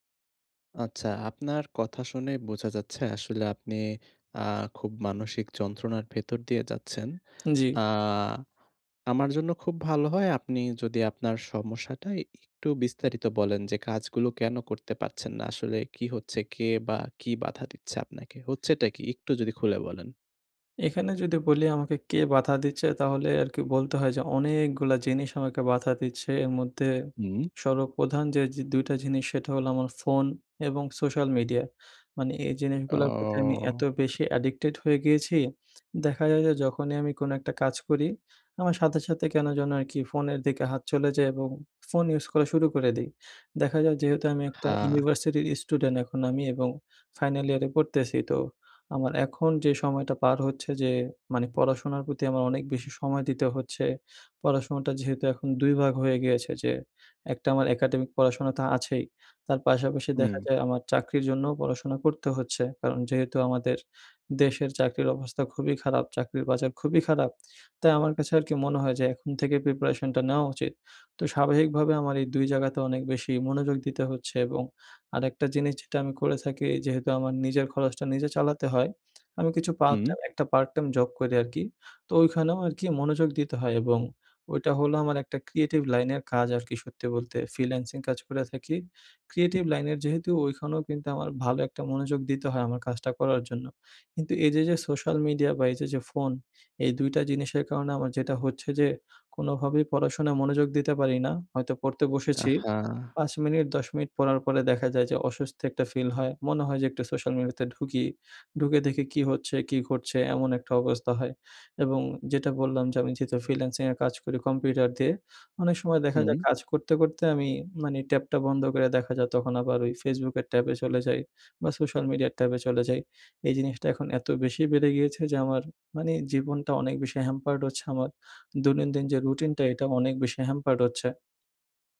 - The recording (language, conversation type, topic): Bengali, advice, কাজের সময় ফোন ও সামাজিক মাধ্যম বারবার আপনাকে কীভাবে বিভ্রান্ত করে?
- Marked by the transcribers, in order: tapping; stressed: "অনেকগুলা"; "জিনিস" said as "ঝিনিস"; other background noise